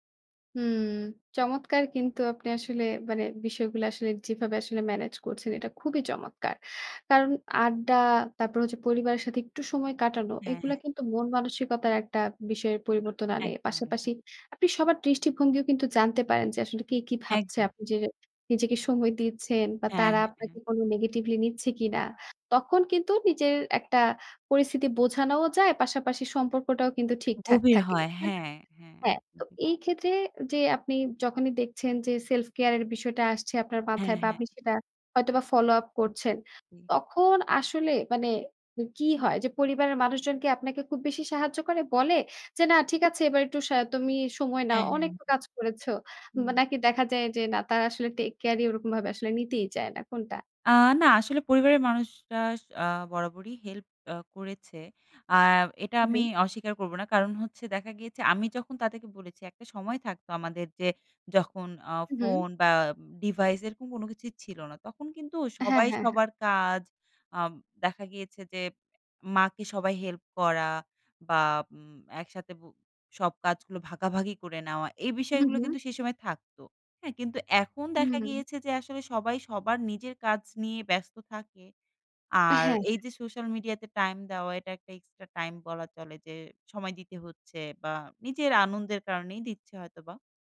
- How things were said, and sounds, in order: tapping; in English: "সেলফ কেয়ার"; in English: "follow up"; in English: "take care"
- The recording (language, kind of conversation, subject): Bengali, podcast, নিজেকে সময় দেওয়া এবং আত্মযত্নের জন্য আপনার নিয়মিত রুটিনটি কী?